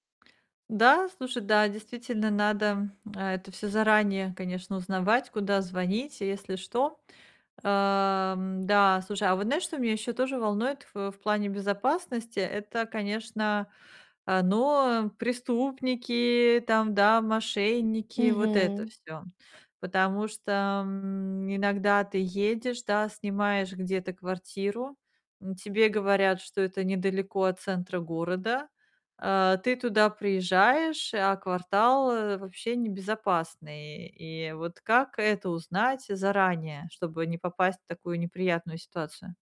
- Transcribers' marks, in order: distorted speech
- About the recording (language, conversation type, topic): Russian, advice, Как путешествовать безопасно и с минимальным стрессом, если я часто нервничаю?